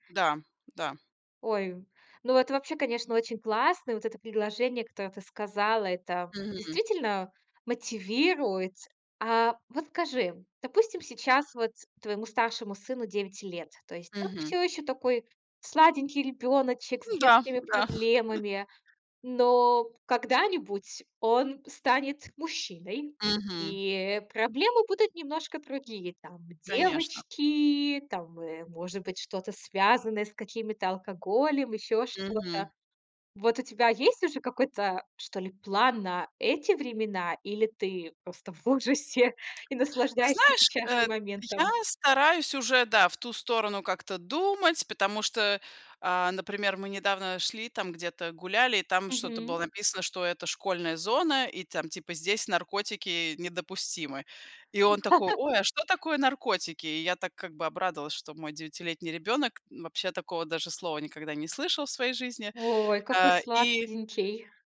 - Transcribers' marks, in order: chuckle; other background noise; laugh; "сладенький" said as "сладкинький"
- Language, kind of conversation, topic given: Russian, podcast, Как ты выстраиваешь доверие в разговоре?